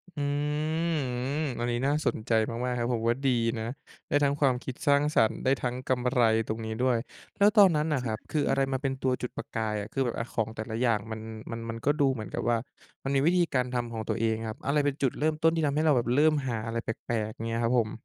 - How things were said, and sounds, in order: tapping
- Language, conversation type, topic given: Thai, podcast, อะไรทำให้คุณรู้สึกว่าตัวเองเป็นคนสร้างสรรค์?